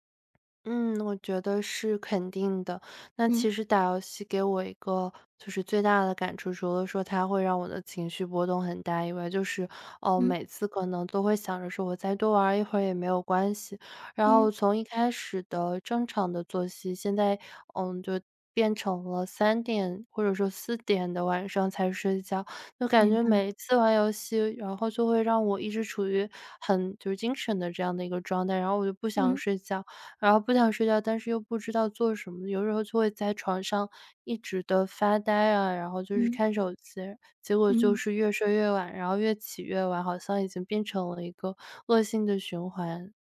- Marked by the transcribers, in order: tapping
- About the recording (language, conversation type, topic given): Chinese, advice, 夜里反复胡思乱想、无法入睡怎么办？